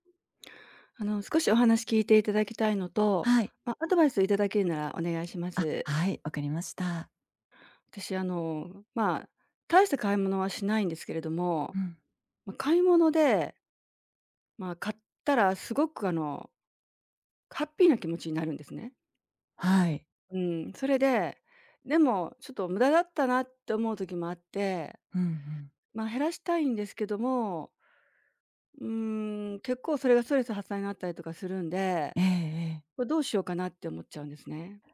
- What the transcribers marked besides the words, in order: other background noise; tapping
- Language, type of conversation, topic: Japanese, advice, 買い物で一時的な幸福感を求めてしまう衝動買いを減らすにはどうすればいいですか？